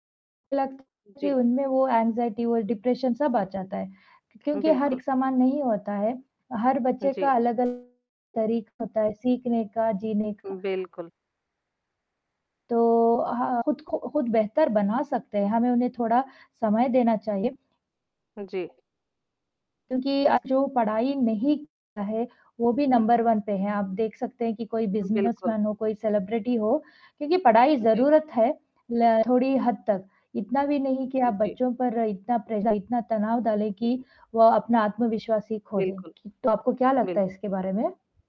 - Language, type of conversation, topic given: Hindi, unstructured, क्या शैक्षणिक दबाव बच्चों के लिए नुकसानदेह होता है?
- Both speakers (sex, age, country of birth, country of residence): female, 35-39, India, India; female, 40-44, India, India
- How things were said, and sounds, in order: static; distorted speech; mechanical hum; in English: "एंग्ज़ायटी"; in English: "डिप्रेशन"; tapping; in English: "नंबर वन"; in English: "बिज़नेस मैन"; in English: "सेलिब्रिटी"